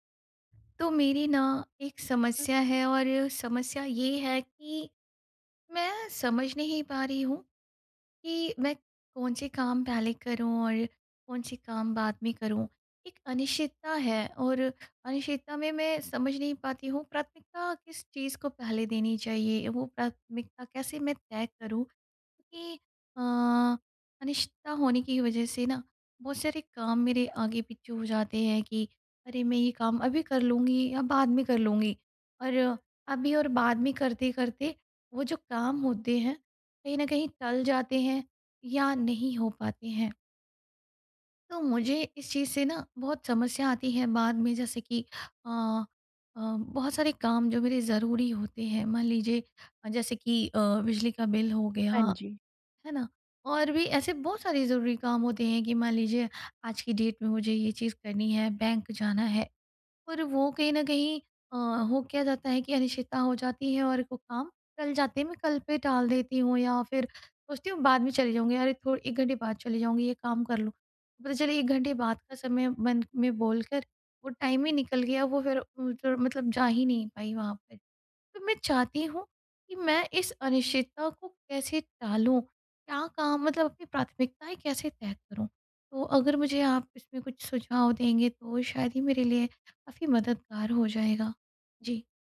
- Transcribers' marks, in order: in English: "डेट"; in English: "टाइम"; unintelligible speech
- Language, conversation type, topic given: Hindi, advice, अनिश्चितता में प्राथमिकता तय करना